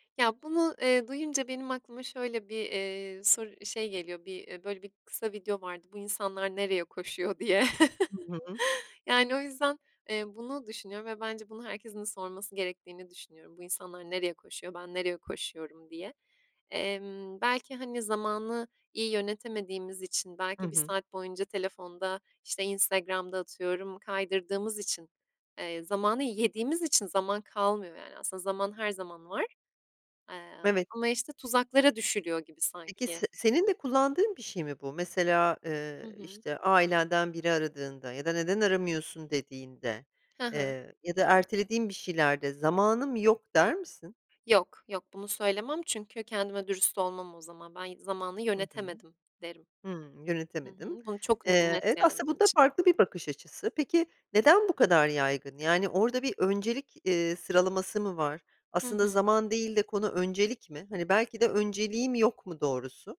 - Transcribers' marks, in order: laughing while speaking: "diye"; chuckle
- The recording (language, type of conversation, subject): Turkish, podcast, Zamanı hiç olmayanlara, hemen uygulayabilecekleri en pratik öneriler neler?